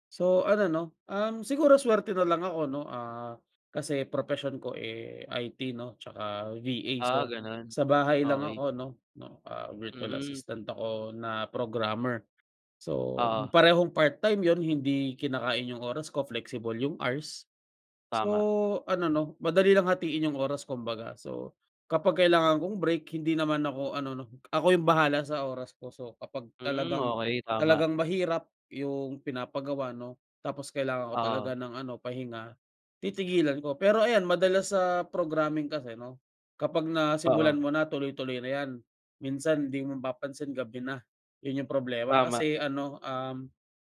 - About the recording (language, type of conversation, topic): Filipino, unstructured, Ano ang ginagawa mo kapag sobra ang stress na nararamdaman mo?
- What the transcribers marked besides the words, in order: tapping